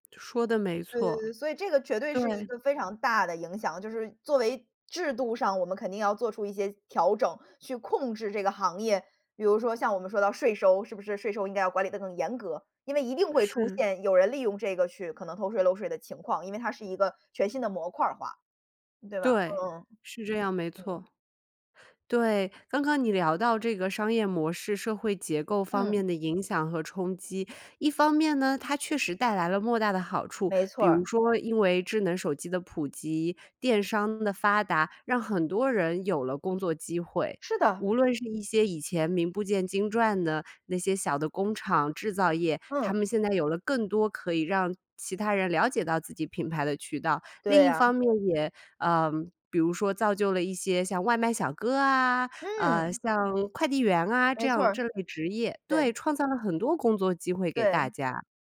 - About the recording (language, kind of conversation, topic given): Chinese, podcast, 你觉得智能手机改变了我们生活哪些方面？
- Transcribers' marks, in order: none